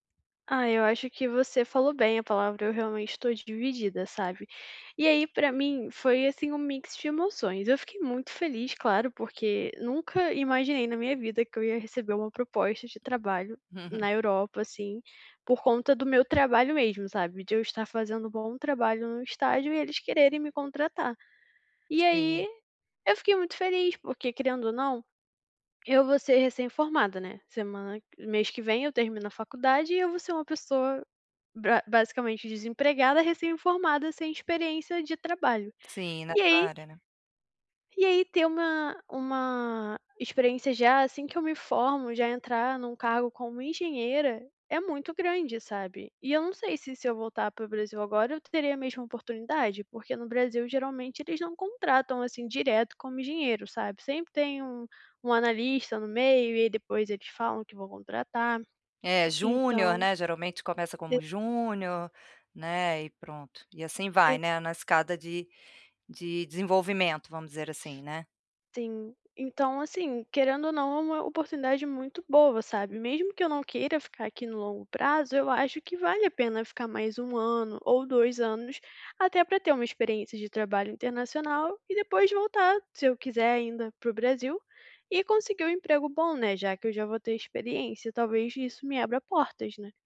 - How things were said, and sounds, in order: in English: "mix"; tapping; other background noise; unintelligible speech
- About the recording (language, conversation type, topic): Portuguese, advice, Como posso tomar uma decisão sobre o meu futuro com base em diferentes cenários e seus possíveis resultados?